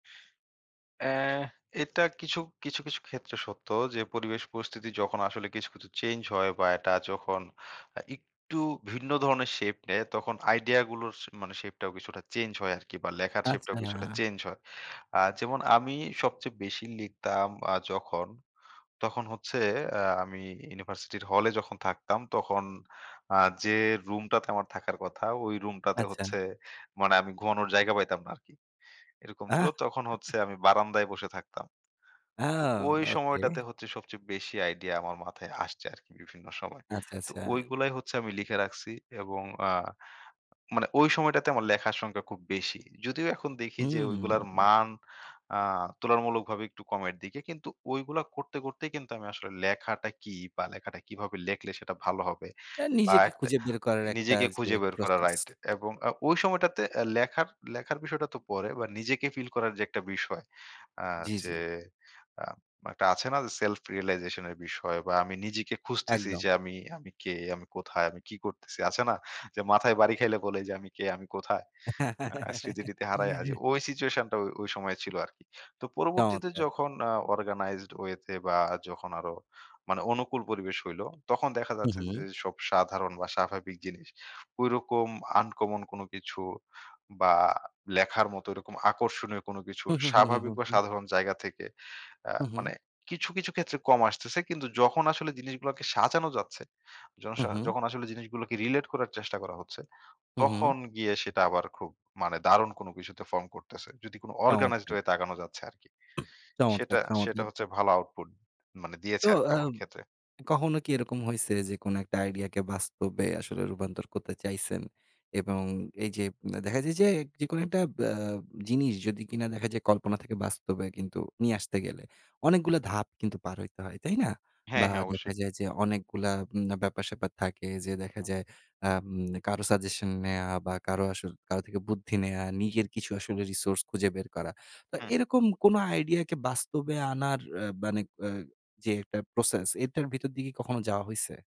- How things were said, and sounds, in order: chuckle; other background noise; in English: "self realization"; laugh; tapping; in English: "uncommon"; in English: "relate"; in English: "form"; "যদি" said as "জুদি"; in English: "output"; "ক্ষেত্রে" said as "খেতে"; in English: "resource"
- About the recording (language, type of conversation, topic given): Bengali, podcast, সাধারণ কোনো জিনিস থেকে নতুন ভাবনা কীভাবে আসে?